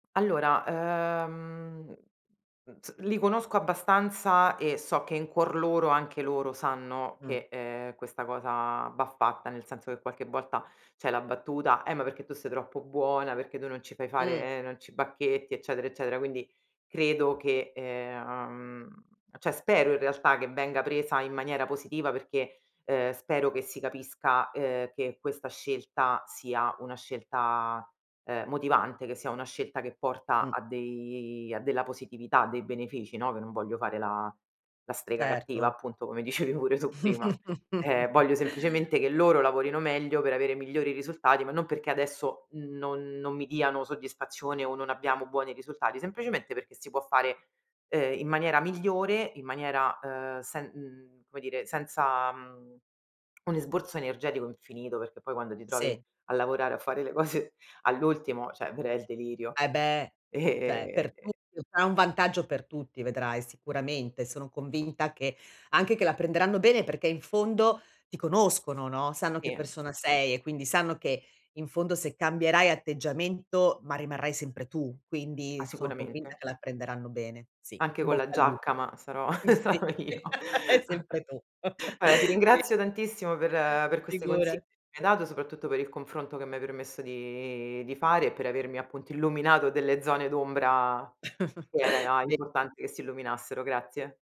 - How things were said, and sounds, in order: tapping; other background noise; "cioè" said as "ceh"; laughing while speaking: "dicevi pure tu"; chuckle; laughing while speaking: "cose"; "cioè" said as "ceh"; "Cioè" said as "ceh"; drawn out: "e"; unintelligible speech; alarm; chuckle; laughing while speaking: "sarò io!"; "in" said as "im"; chuckle; "Vabbè" said as "vaè"; laughing while speaking: "sì"; chuckle; unintelligible speech; chuckle; unintelligible speech
- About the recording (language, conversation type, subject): Italian, advice, Come posso costruire e mantenere un team efficace e motivato per la mia startup?